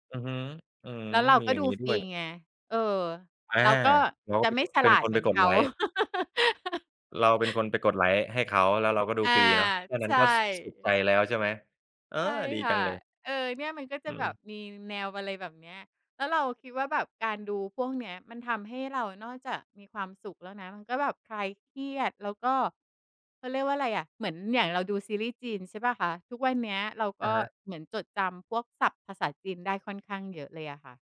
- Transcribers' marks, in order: chuckle; tapping
- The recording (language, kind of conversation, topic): Thai, podcast, คุณช่วยเล่าให้ฟังหน่อยได้ไหมว่า มีกิจวัตรเล็กๆ อะไรที่ทำแล้วทำให้คุณมีความสุข?